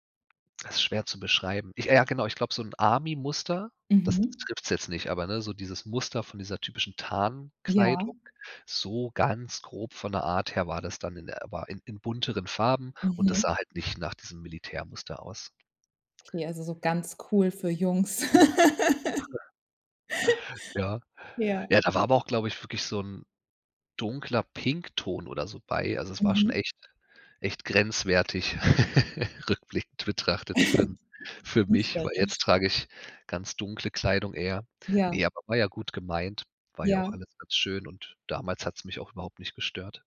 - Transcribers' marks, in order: drawn out: "so"; chuckle; laugh; laugh; laughing while speaking: "rückblickend betrachtet für für mich"; chuckle
- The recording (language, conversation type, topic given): German, podcast, Kannst du von deinem ersten Schultag erzählen?